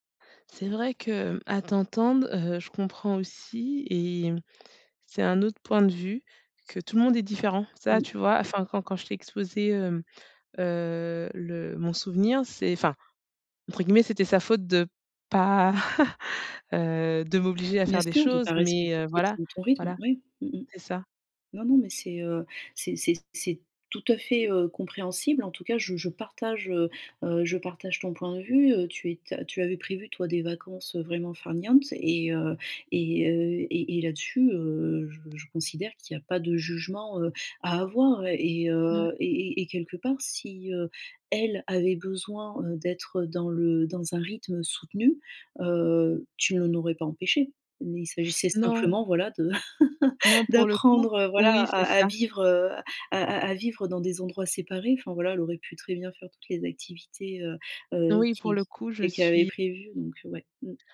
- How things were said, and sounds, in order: other background noise; chuckle; stressed: "elle"; laugh
- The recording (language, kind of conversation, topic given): French, advice, Comment gérer la pression sociale pendant les vacances ?